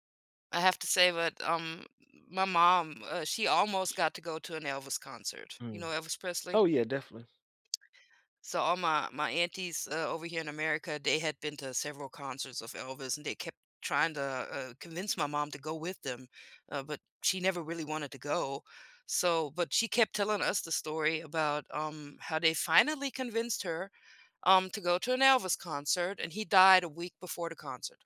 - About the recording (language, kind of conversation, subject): English, unstructured, What concert or live performance will you never forget?
- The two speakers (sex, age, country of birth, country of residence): female, 45-49, Germany, United States; male, 30-34, United States, United States
- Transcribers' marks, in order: other background noise